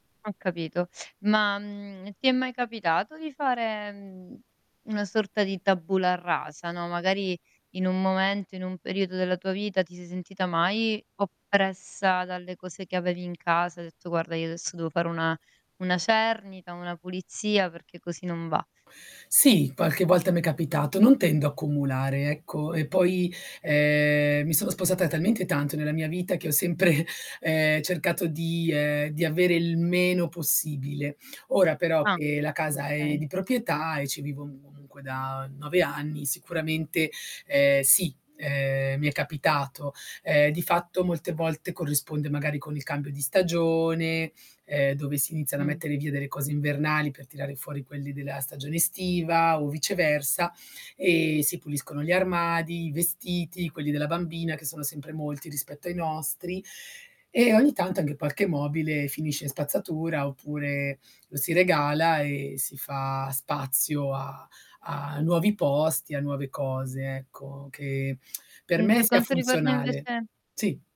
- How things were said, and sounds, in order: tapping; static; laughing while speaking: "sempre"; distorted speech; tongue click
- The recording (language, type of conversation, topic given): Italian, podcast, Quale piccolo dettaglio rende speciale la tua casa?